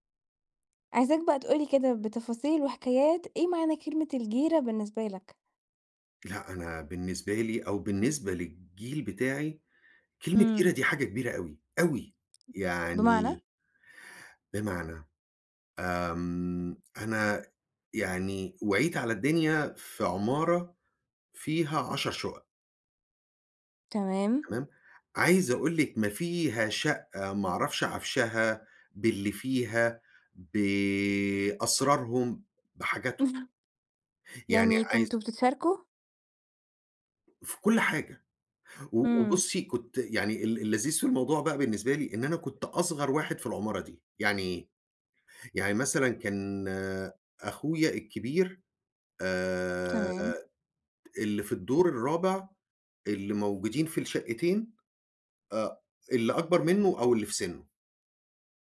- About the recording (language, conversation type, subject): Arabic, podcast, إيه معنى كلمة جيرة بالنسبة لك؟
- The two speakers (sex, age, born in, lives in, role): female, 20-24, Egypt, Portugal, host; male, 55-59, Egypt, United States, guest
- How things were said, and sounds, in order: tapping; other background noise; stressed: "أوي"; chuckle